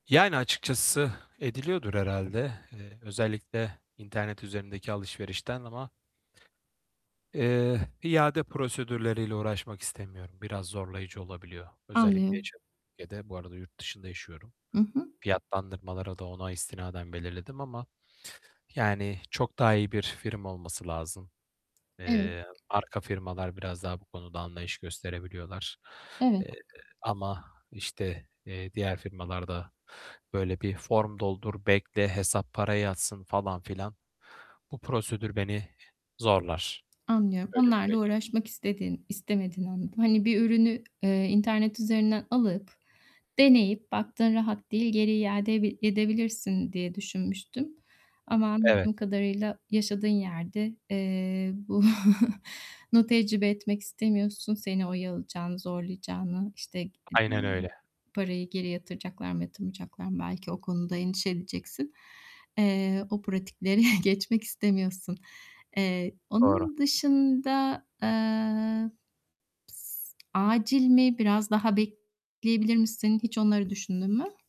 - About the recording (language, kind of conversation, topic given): Turkish, advice, Online alışverişte bir ürünün kaliteli ve güvenli olduğunu nasıl anlayabilirim?
- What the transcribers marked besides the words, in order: tapping; other background noise; static; distorted speech; chuckle; laughing while speaking: "pratiklere"